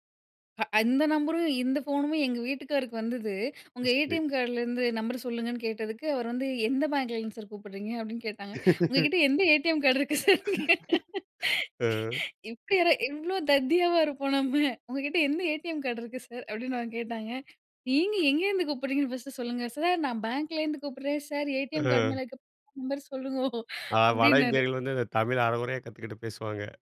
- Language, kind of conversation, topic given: Tamil, podcast, மோசடி தகவல்களை வேகமாக அடையாளம் காண உதவும் உங்கள் சிறந்த யோசனை என்ன?
- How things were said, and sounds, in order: laugh; laughing while speaking: "இருக்கு சார்னு கேட்ட. இப்படி யாரா இவ்ளோ தத்தியாவா இருப்போம்"; laughing while speaking: "ஏடிஎம் கார்டு மேல இருக்கிற நம்பர் சொல்லுங்கோ அப்படின்னாரு"